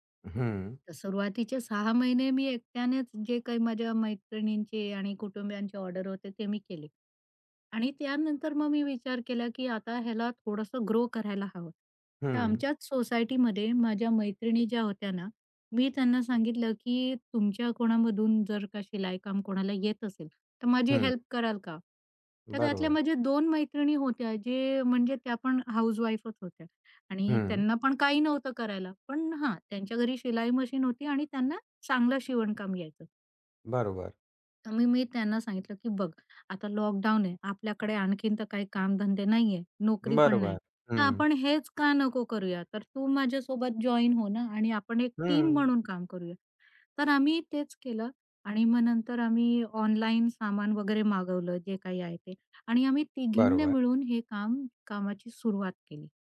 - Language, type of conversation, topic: Marathi, podcast, हा प्रकल्प तुम्ही कसा सुरू केला?
- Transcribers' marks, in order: other background noise; tapping; in English: "टीम"